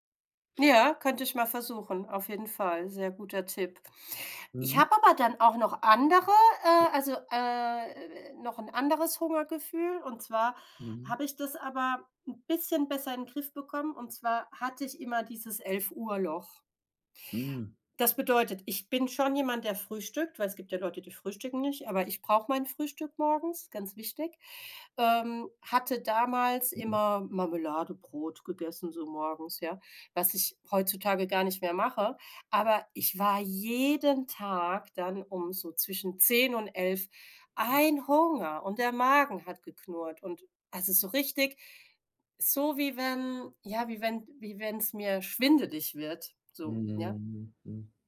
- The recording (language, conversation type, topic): German, advice, Wie erkenne ich, ob ich emotionalen oder körperlichen Hunger habe?
- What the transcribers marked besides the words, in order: other noise; other background noise